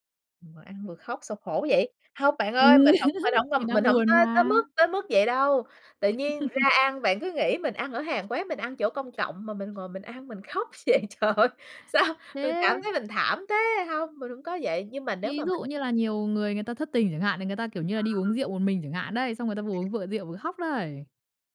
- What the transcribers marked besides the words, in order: laugh; laugh; laughing while speaking: "vậy, trời ơi, sao"
- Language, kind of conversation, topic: Vietnamese, podcast, Khi buồn, bạn thường ăn món gì để an ủi?